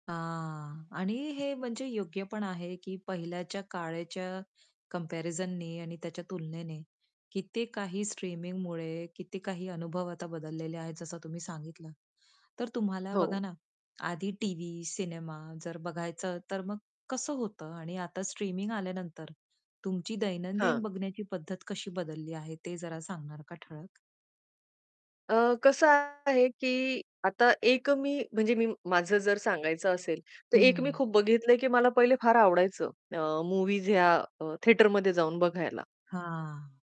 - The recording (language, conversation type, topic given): Marathi, podcast, स्ट्रीमिंगमुळे तुमचा मनोरंजनाचा अनुभव कसा बदलला?
- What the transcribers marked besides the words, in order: static; tapping; other background noise; distorted speech; in English: "थिएटरमध्ये"